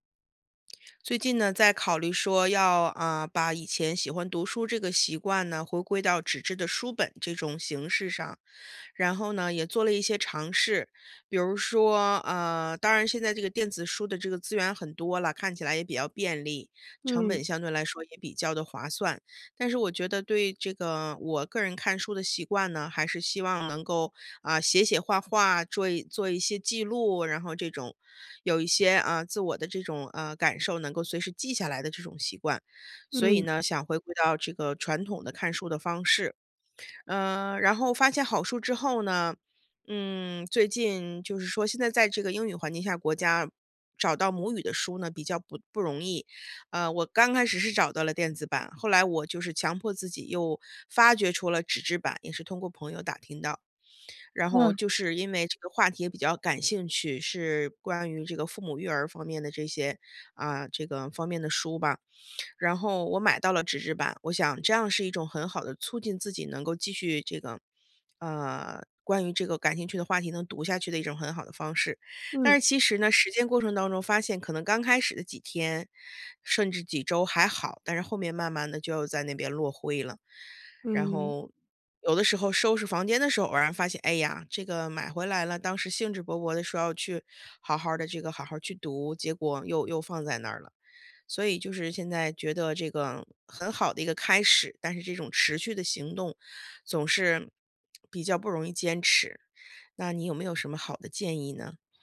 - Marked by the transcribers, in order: lip smack; lip smack; lip smack
- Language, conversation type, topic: Chinese, advice, 我努力培养好习惯，但总是坚持不久，该怎么办？